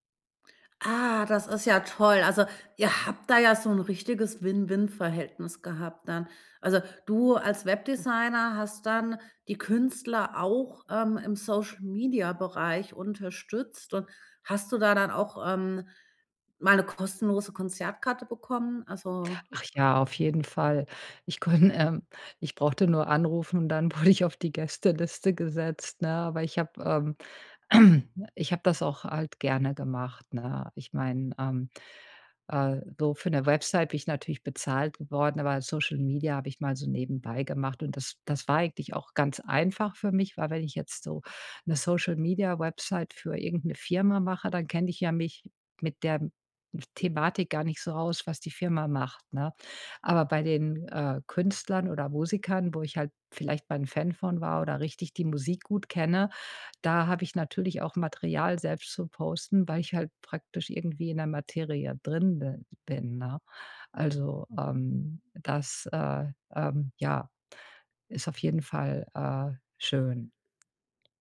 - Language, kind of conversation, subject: German, podcast, Was macht ein Konzert besonders intim und nahbar?
- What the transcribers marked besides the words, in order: in English: "Win-Win"; in English: "Social-Media"; joyful: "wurde"; throat clearing; in English: "Social-Media"; in English: "Social-Media"; other background noise